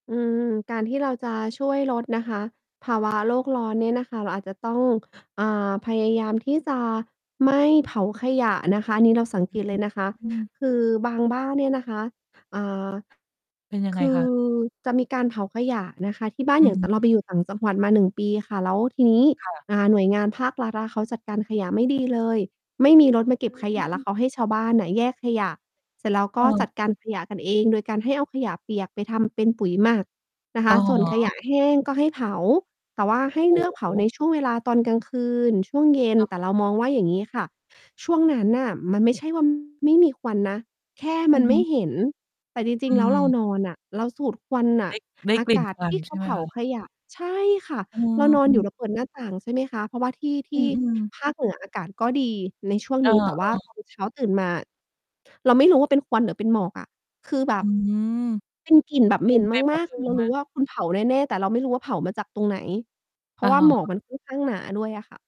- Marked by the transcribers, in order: distorted speech; static
- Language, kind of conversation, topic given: Thai, podcast, ภาวะโลกร้อนส่งผลต่อชีวิตประจำวันของคุณอย่างไรบ้าง?